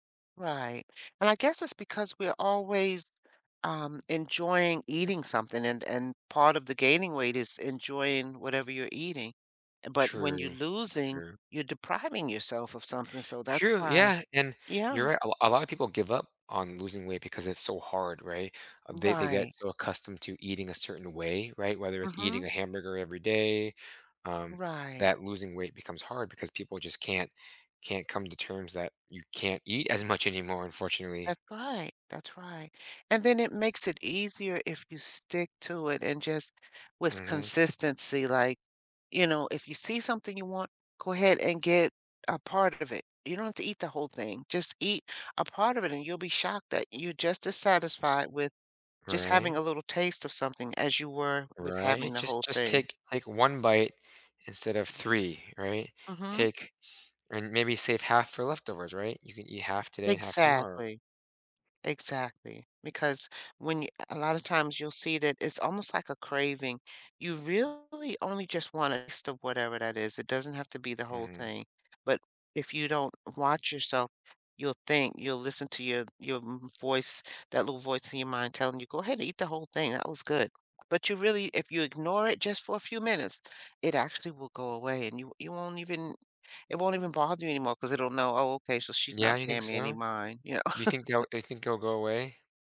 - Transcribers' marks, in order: other background noise; chuckle
- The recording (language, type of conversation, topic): English, advice, How can I build on completing a major work project?
- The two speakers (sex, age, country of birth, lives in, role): female, 60-64, United States, United States, user; male, 30-34, United States, United States, advisor